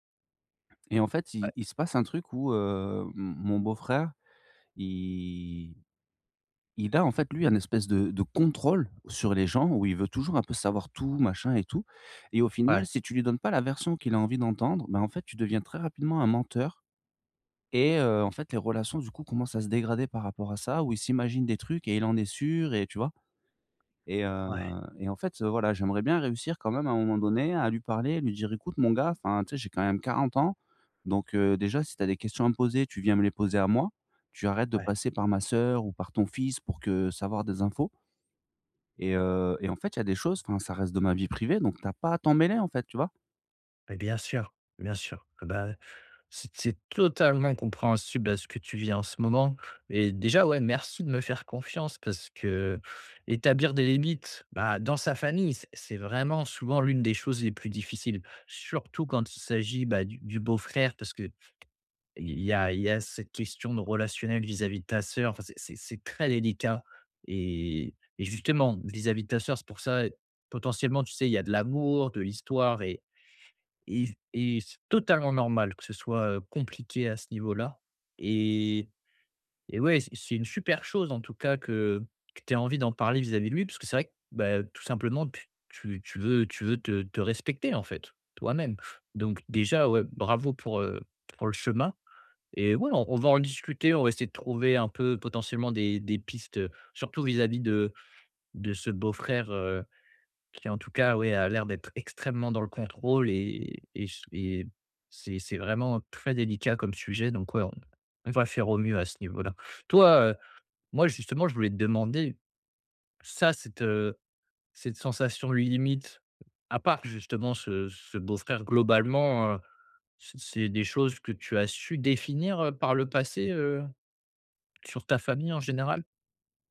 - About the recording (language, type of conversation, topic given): French, advice, Comment puis-je établir des limites saines au sein de ma famille ?
- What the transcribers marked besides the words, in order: other background noise; stressed: "contrôle"; stressed: "totalement"; stressed: "totalement normal"